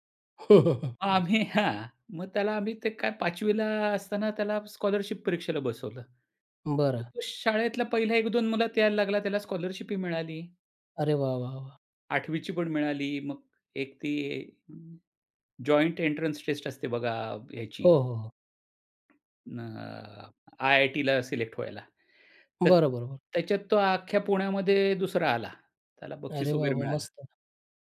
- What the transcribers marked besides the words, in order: laugh; tapping; other noise; in English: "जॉईंट एंट्रन्स टेस्ट"
- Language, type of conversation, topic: Marathi, podcast, थोडा त्याग करून मोठा फायदा मिळवायचा की लगेच फायदा घ्यायचा?